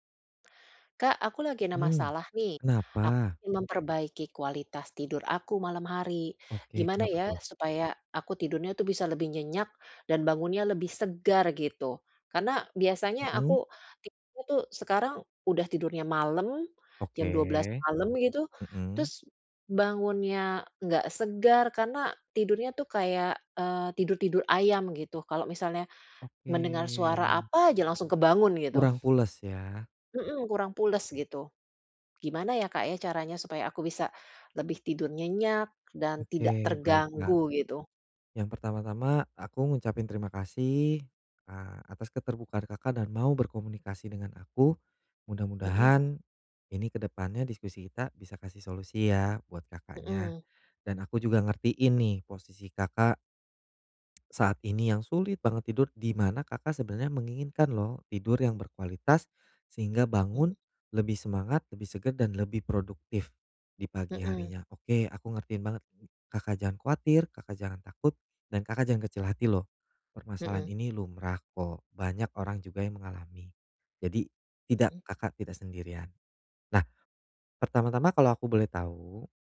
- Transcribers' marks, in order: tapping; drawn out: "Oke"; other background noise
- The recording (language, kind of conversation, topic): Indonesian, advice, Bagaimana cara memperbaiki kualitas tidur malam agar saya bisa tidur lebih nyenyak dan bangun lebih segar?